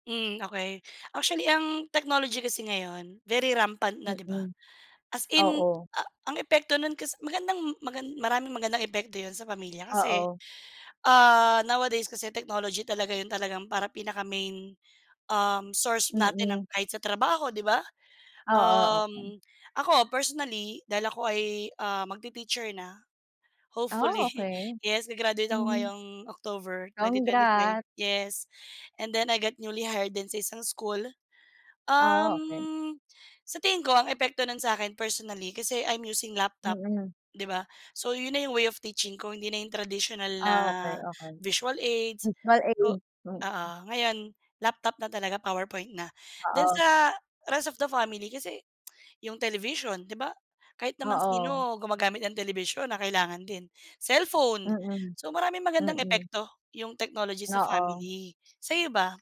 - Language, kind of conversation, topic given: Filipino, unstructured, Ano ang magagandang epekto ng teknolohiya sa pamilya mo?
- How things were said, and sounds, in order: tapping; in English: "very rampant"; in English: "nowadays"; in English: "main, um, source"; in English: "hopefully"; chuckle; "Congrat" said as "Congrats"; in English: "Yes. And then I got newly hired"; in English: "I'm using laptop"; in English: "way of teaching"; in English: "visual aids"; in English: "Visual aid"; in English: "rest of the family"; tsk